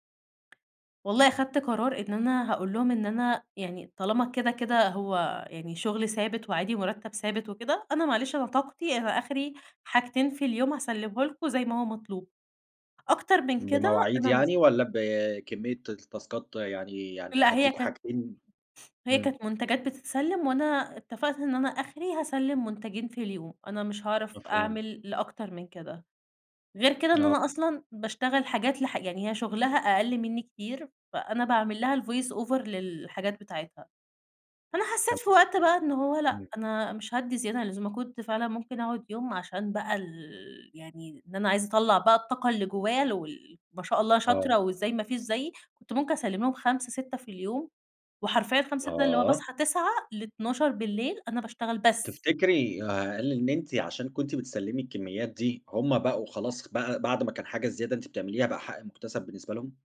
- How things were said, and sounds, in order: tapping; in English: "التاسكات؟"; in English: "الvoice over"
- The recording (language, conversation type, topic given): Arabic, podcast, إزاي أعلّم نفسي أقول «لأ» لما يطلبوا مني شغل زيادة؟